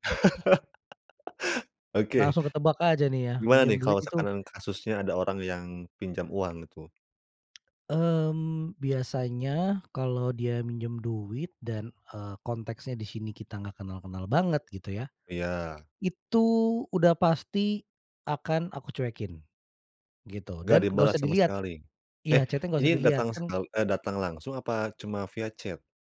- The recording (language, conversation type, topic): Indonesian, podcast, Bagaimana kamu belajar berkata tidak tanpa merasa bersalah?
- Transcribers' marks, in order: laugh; tapping; in English: "chat-nya"; in English: "chat?"